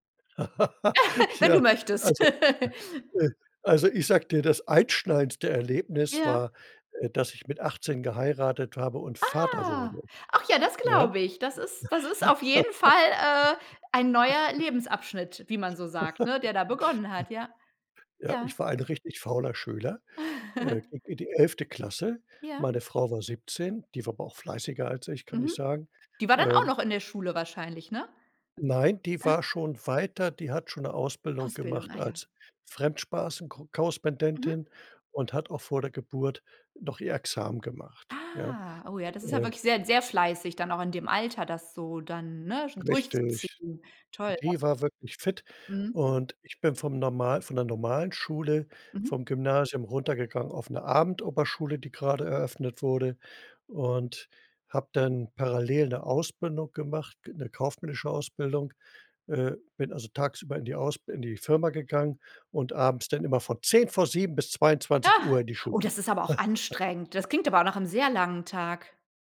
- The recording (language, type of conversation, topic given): German, podcast, Welche Erfahrung hat dich aus deiner Komfortzone geholt?
- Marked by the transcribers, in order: laugh; laugh; surprised: "Ah"; laugh; chuckle; other noise; surprised: "Ah"; other background noise; laugh